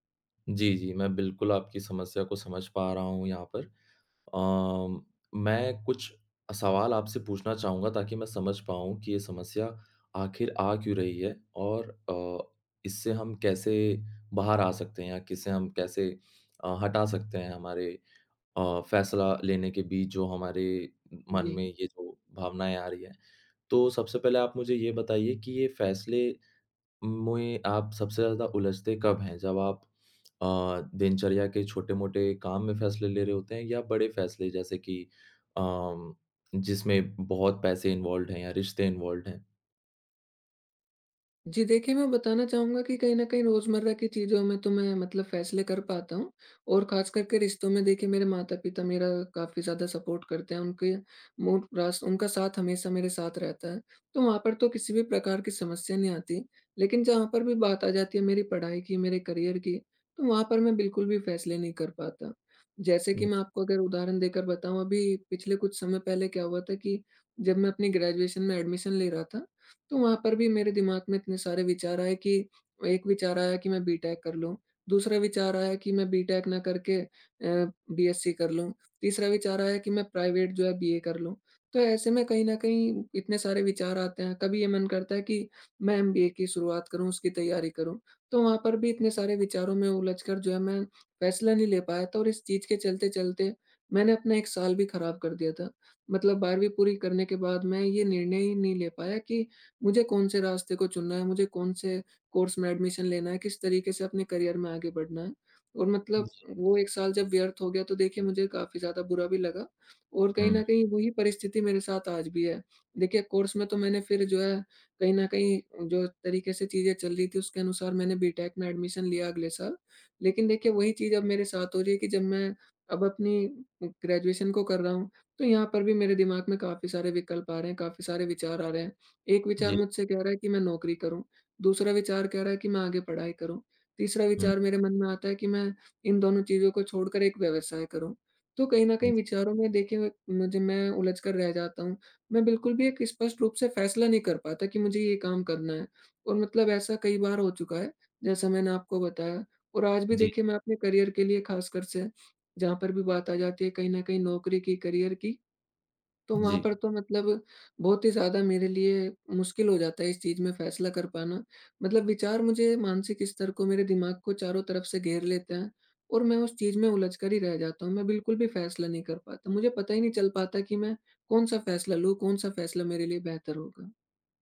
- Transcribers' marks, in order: in English: "इन्वॉल्वड"; in English: "इन्वॉल्वड"; tapping; in English: "सपोर्ट"; unintelligible speech; in English: "करियर"; in English: "एडमिशन"; in English: "एडमिशन"; in English: "करियर"; other background noise; in English: "एडमिशन"; other noise; in English: "करियर"; in English: "करियर"
- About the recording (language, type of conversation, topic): Hindi, advice, बहुत सारे विचारों में उलझकर निर्णय न ले पाना
- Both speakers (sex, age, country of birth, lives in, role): male, 20-24, India, India, user; male, 25-29, India, India, advisor